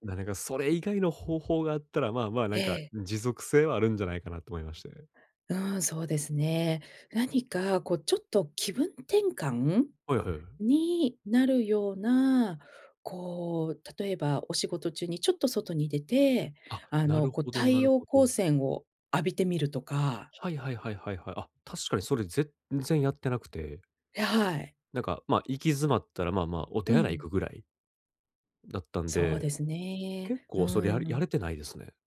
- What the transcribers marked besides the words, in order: none
- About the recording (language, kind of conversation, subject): Japanese, advice, 短時間で元気を取り戻すにはどうすればいいですか？